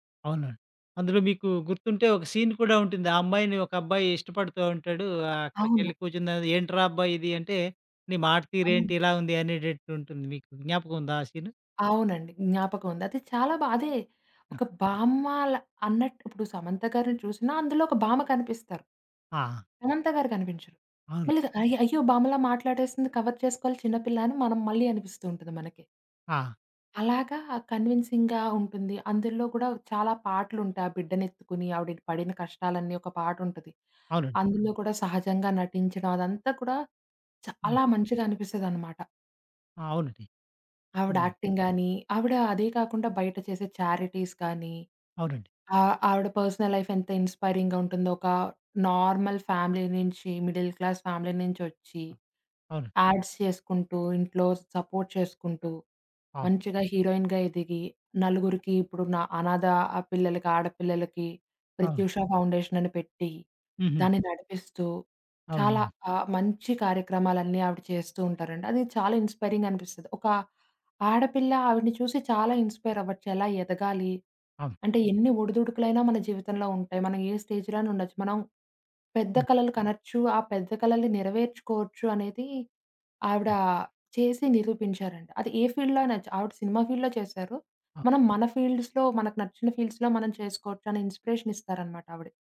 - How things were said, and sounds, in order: in English: "సీన్"; in English: "కవర్"; in English: "కన్విన్సింగ్‌గా"; other background noise; in English: "యాక్టింగ్"; in English: "చారిటీస్"; in English: "పర్సనల్"; in English: "నార్మల్ ఫ్యామిలీ"; in English: "మిడిల్ క్లాస్ ఫ్యామిలీ"; in English: "యాడ్స్"; in English: "సపోర్ట్"; in English: "స్టేజ్‌లో"; in English: "ఫీల్డ్‌లో"; in English: "ఫీల్డ్‌లో"; in English: "ఫీల్డ్స్‌లో"; in English: "ఫీల్డ్స్‌లో"
- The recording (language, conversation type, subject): Telugu, podcast, మీకు ఇష్టమైన నటుడు లేదా నటి గురించి మీరు మాట్లాడగలరా?